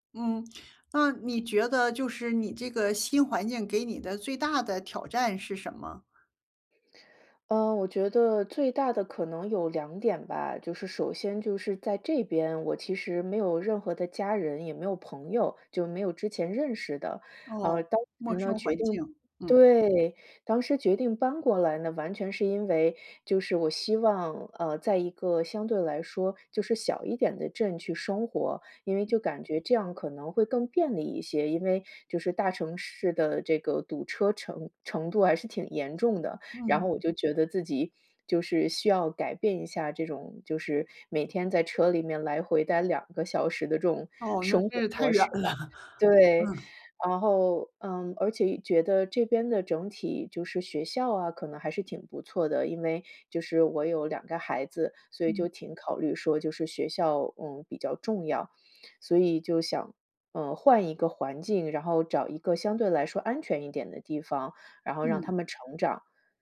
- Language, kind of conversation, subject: Chinese, advice, 如何适应生活中的重大变动？
- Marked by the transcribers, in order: other background noise; laughing while speaking: "太远了"